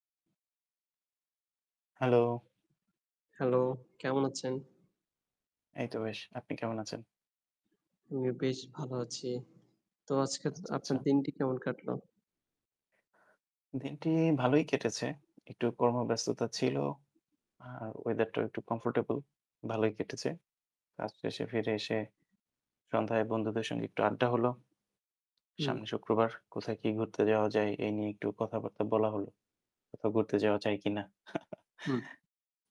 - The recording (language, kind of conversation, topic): Bengali, unstructured, আপনি ভ্রমণে যেতে সবচেয়ে বেশি কোন জায়গাটি পছন্দ করেন?
- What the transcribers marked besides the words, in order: static; chuckle